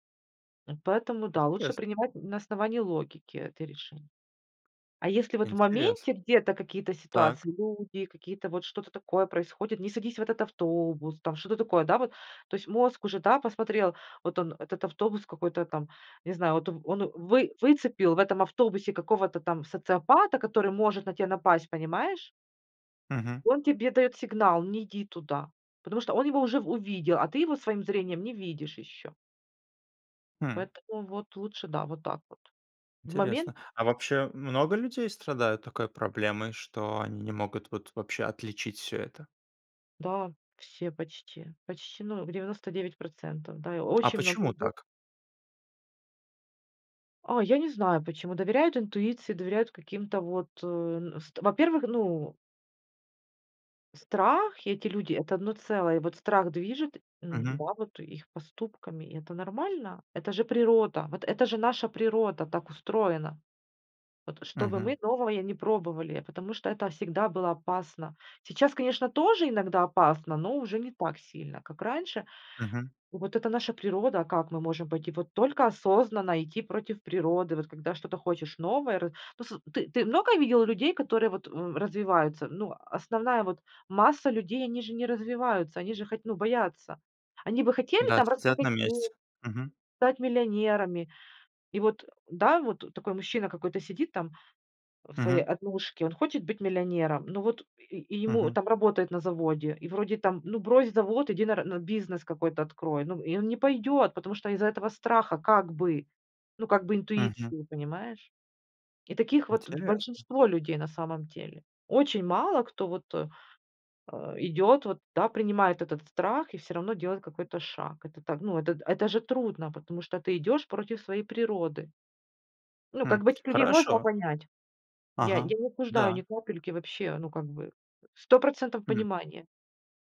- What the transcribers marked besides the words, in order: tapping; grunt; "стоять" said as "сцат"; grunt; grunt; other background noise
- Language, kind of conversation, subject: Russian, podcast, Как отличить интуицию от страха или желания?